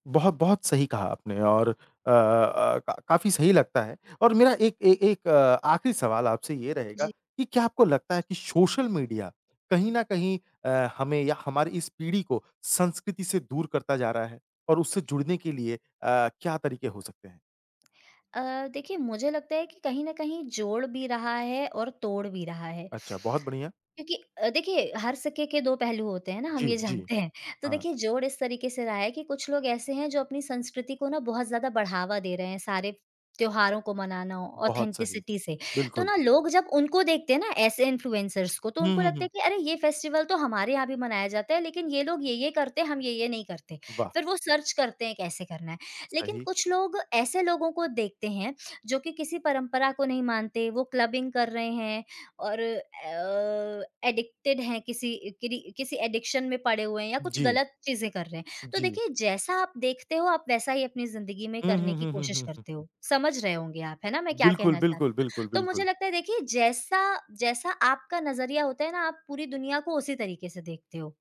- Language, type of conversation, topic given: Hindi, podcast, क्या सोशल मीडिया ने आपकी तन्हाई कम की है या बढ़ाई है?
- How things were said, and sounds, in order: in English: "ऑथेंटिसिटी"; in English: "इन्फ्लुएंसर्स"; in English: "फेस्टिवल"; in English: "सर्च"; in English: "क्लबिंग"; in English: "एडिक्टेड"; in English: "एडिक्शन"; tapping